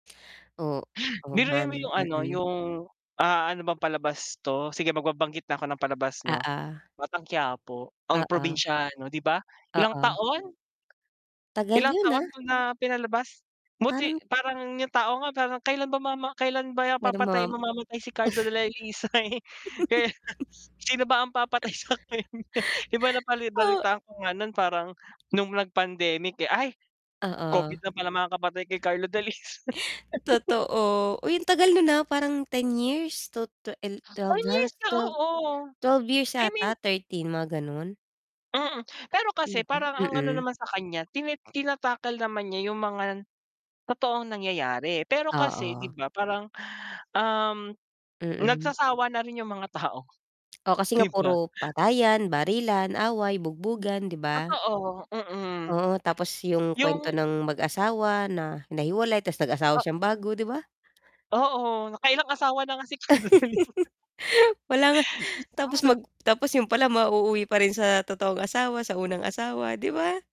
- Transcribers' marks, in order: mechanical hum; static; other background noise; tapping; laughing while speaking: "mamamatay si Carlo de la … papatay sa kanya?"; "Carlo Dalisay" said as "Carlo de la lisa"; chuckle; laughing while speaking: "Ay, Covid na palang kapatay kay Carlo Dalisay"; laughing while speaking: "Totoo"; laugh; tongue click; other noise; "tina-tackle" said as "tininakle"; inhale; laughing while speaking: "nagsasawa na rin yung mga tao 'di ba?"; laugh; laughing while speaking: "Carlo Dalisay"; unintelligible speech
- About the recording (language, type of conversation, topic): Filipino, unstructured, Ano ang palagay mo sa sobrang eksaheradong drama sa mga teleserye?